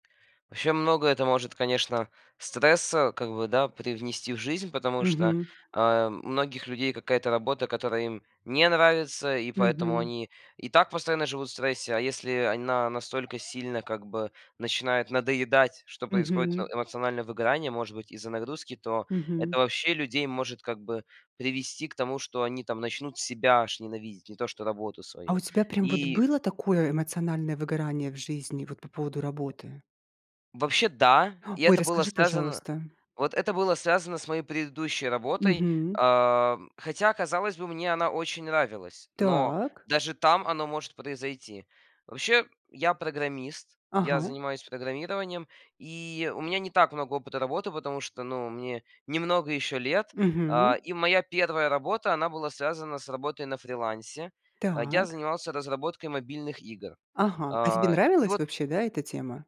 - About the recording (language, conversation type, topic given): Russian, podcast, Что делать при эмоциональном выгорании на работе?
- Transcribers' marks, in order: other background noise